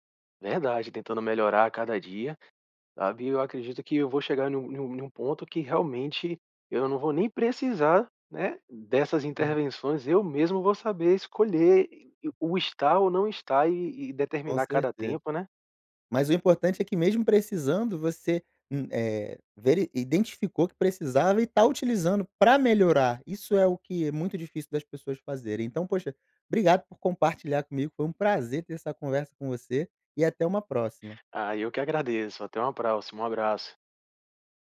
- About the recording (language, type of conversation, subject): Portuguese, podcast, Como você evita distrações no celular enquanto trabalha?
- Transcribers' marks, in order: other noise